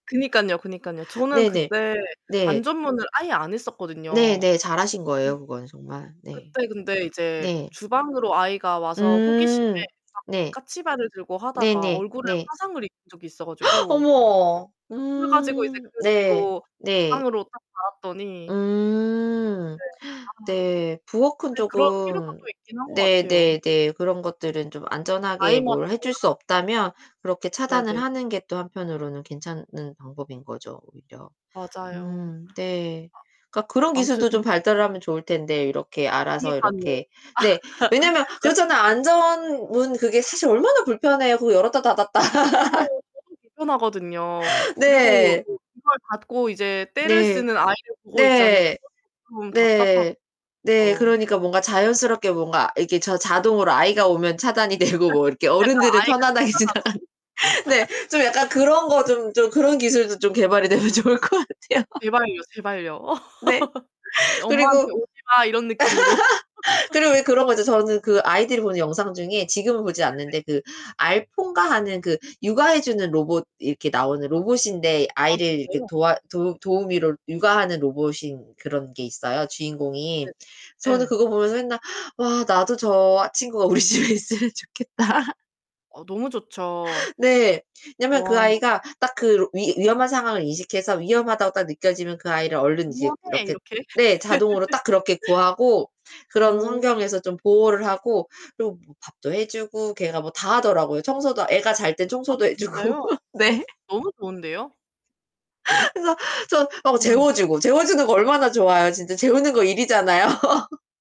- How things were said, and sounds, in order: distorted speech; gasp; static; other background noise; laugh; laughing while speaking: "닫았다"; laugh; tapping; laughing while speaking: "되고"; laughing while speaking: "지나가는"; laugh; unintelligible speech; laughing while speaking: "되면 좋을 것 같아요"; laugh; laugh; laughing while speaking: "우리 집에 있으면 좋겠다.'"; laugh; laugh; laughing while speaking: "해 주고. 네"; laughing while speaking: "일이잖아요"; laugh
- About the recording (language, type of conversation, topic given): Korean, unstructured, 요즘 기술이 우리 삶을 어떻게 바꾸고 있다고 생각하시나요?